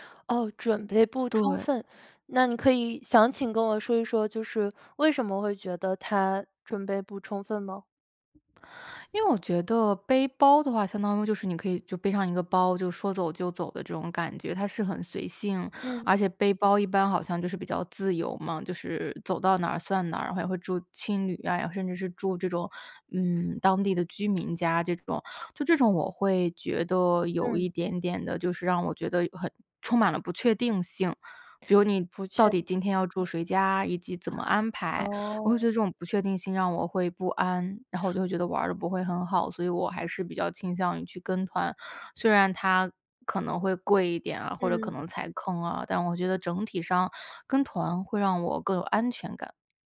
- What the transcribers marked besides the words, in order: none
- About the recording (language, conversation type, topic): Chinese, podcast, 你更倾向于背包游还是跟团游，为什么？